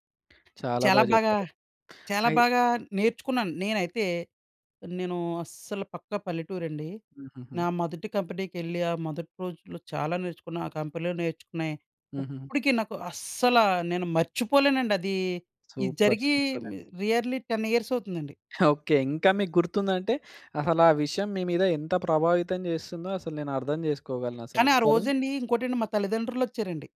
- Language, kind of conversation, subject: Telugu, podcast, మీరు మొదటి ఉద్యోగానికి వెళ్లిన రోజు ఎలా గడిచింది?
- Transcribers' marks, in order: in English: "కంపెనీలో"; other background noise; in English: "సూపర్"; in English: "నియర్లీ టెన్ ఇయర్స్"; "రియర్‌లీ" said as "నియర్లీ"